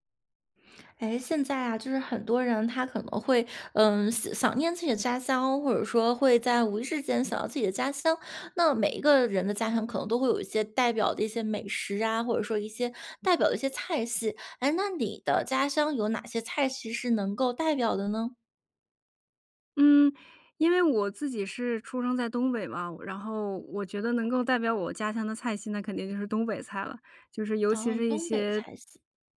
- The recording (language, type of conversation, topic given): Chinese, podcast, 哪道菜最能代表你家乡的味道？
- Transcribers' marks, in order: none